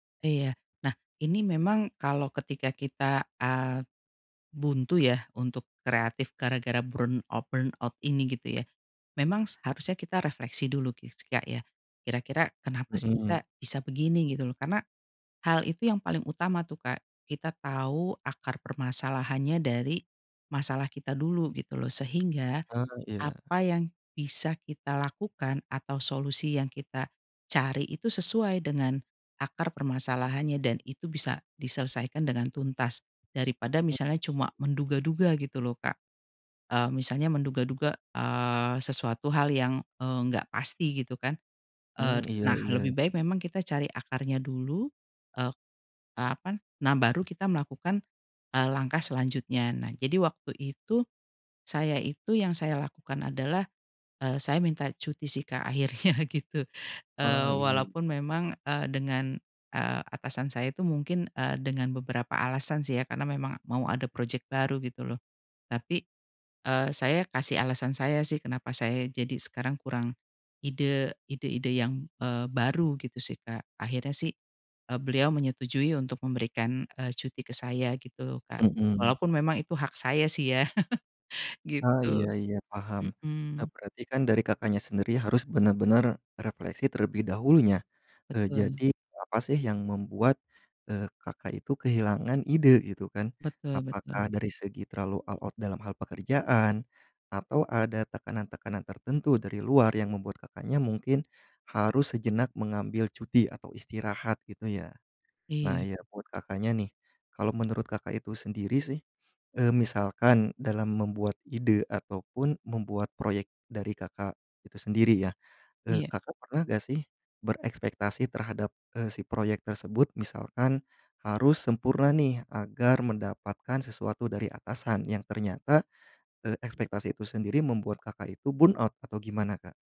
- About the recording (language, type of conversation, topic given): Indonesian, podcast, Pernahkah kamu merasa kehilangan identitas kreatif, dan apa penyebabnya?
- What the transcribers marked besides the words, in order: in English: "burnout-burnout"; other background noise; tongue click; laughing while speaking: "akhirnya"; laugh; in English: "all out"; in English: "burnout"